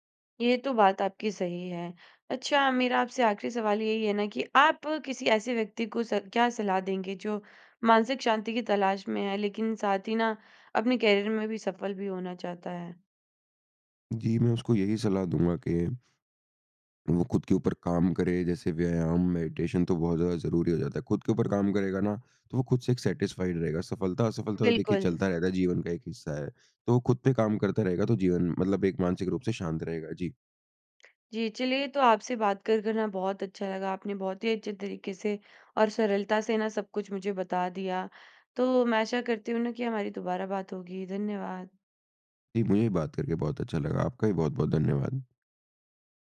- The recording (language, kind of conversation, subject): Hindi, podcast, क्या मानसिक शांति सफलता का एक अहम हिस्सा है?
- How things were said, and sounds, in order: in English: "मेडिटेशन"; in English: "सैटिस्फाइड"; tongue click